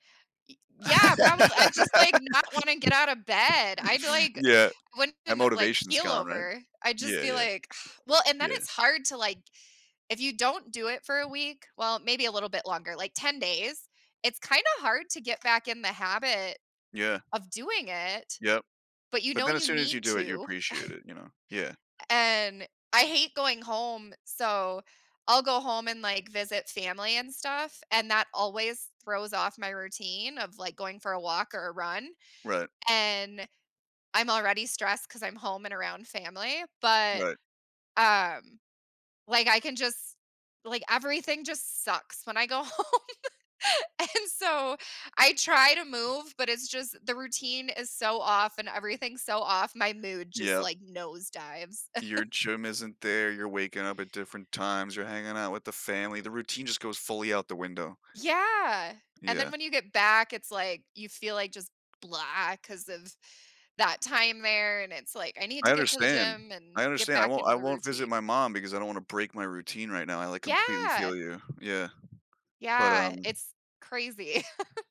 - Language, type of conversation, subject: English, unstructured, How does regular physical activity impact your daily life and well-being?
- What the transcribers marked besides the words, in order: laugh; sigh; other background noise; scoff; laughing while speaking: "home, and"; chuckle; chuckle